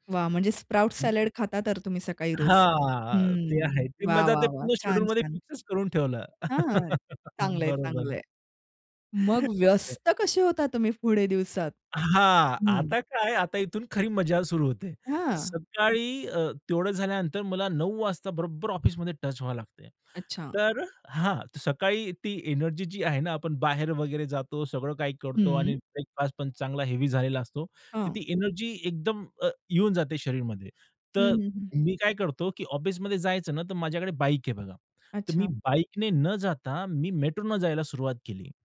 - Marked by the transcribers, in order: in English: "स्प्राउट सॅलड"; other noise; drawn out: "हां"; laugh; stressed: "व्यस्त"; unintelligible speech; other background noise; in English: "हेवी"
- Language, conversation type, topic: Marathi, podcast, व्यस्त असताना तुम्ही तुमचे आरोग्य कसे सांभाळता?